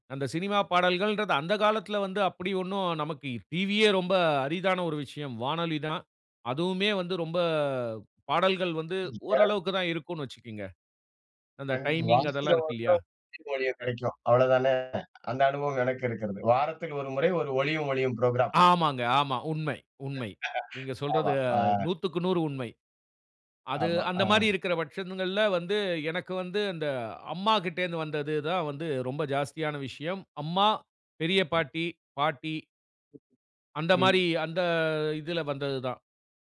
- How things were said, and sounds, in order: unintelligible speech; "வச்சுக்கோங்க" said as "வச்சுகீங்க"; other background noise; in English: "புரோகிராம்"; laughing while speaking: "ஆமா. ஆ"; other noise
- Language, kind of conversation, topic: Tamil, podcast, உங்கள் இசைச் சுவை எப்படி உருவானது?